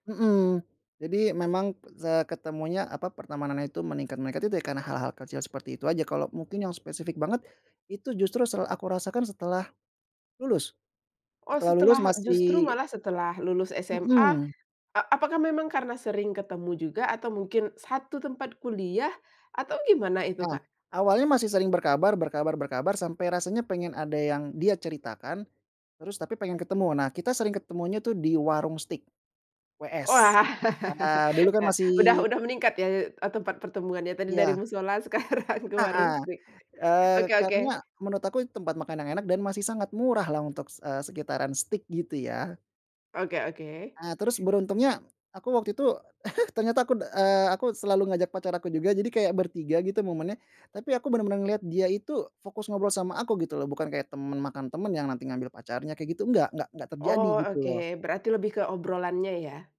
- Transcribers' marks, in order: laugh; laughing while speaking: "sekarang"; other background noise; chuckle
- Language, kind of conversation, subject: Indonesian, podcast, Bisakah kamu menceritakan pertemuan tak terduga yang berujung pada persahabatan yang erat?